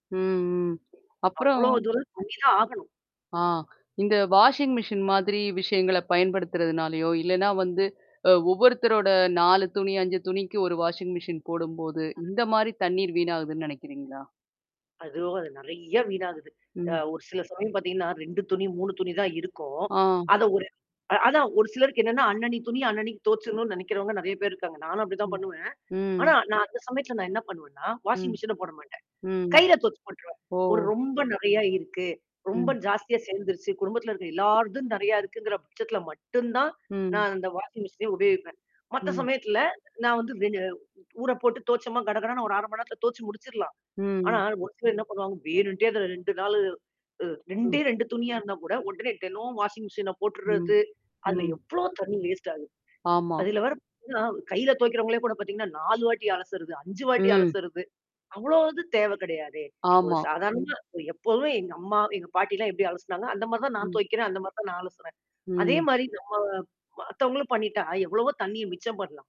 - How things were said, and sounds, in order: mechanical hum; distorted speech; other noise; static; "துவைச்சுரணும்" said as "தோச்சரணும்னு"; "துவச்சு" said as "தொச்சு"; tapping; "துவச்சு" said as "தோச்சு"; other background noise
- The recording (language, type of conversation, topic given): Tamil, podcast, நீர் மிச்சப்படுத்த எளிய வழிகள் என்னென்ன என்று சொல்கிறீர்கள்?